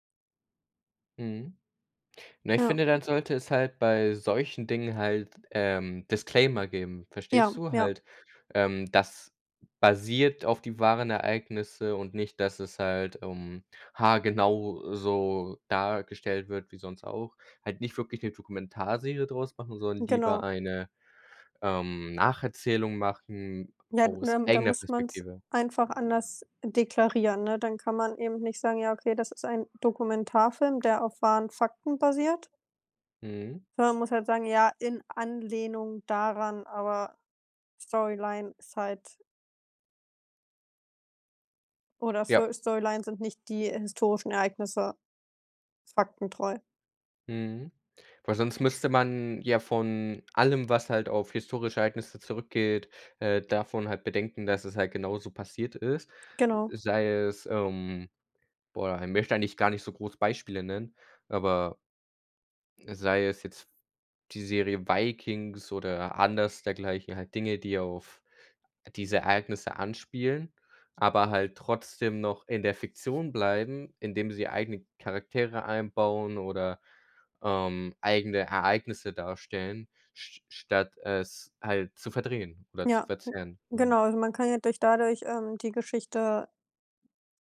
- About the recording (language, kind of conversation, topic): German, unstructured, Was ärgert dich am meisten an der Art, wie Geschichte erzählt wird?
- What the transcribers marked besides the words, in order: other background noise; in English: "Disclaimer"; in English: "side"